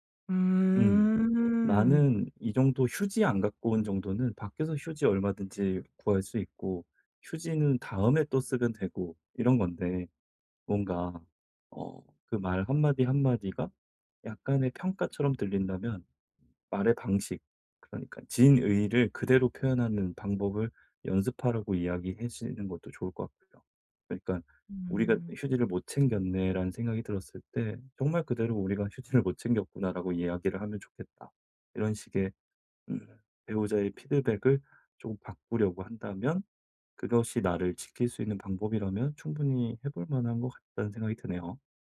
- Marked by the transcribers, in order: drawn out: "음"
- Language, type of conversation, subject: Korean, advice, 피드백을 들을 때 제 가치와 의견을 어떻게 구분할 수 있을까요?